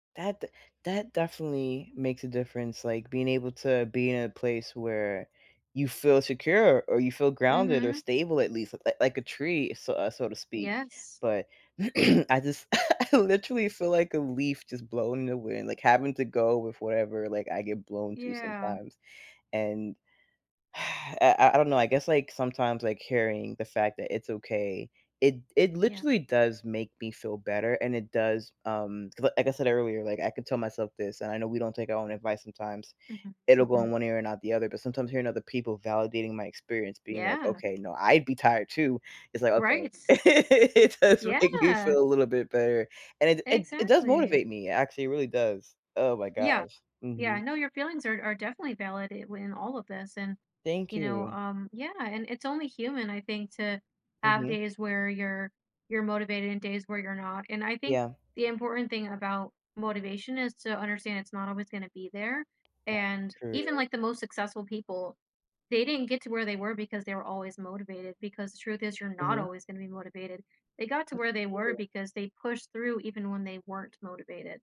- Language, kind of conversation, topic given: English, advice, How can I stay motivated during challenges?
- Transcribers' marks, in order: throat clearing; chuckle; sigh; laugh; laughing while speaking: "It does"; tapping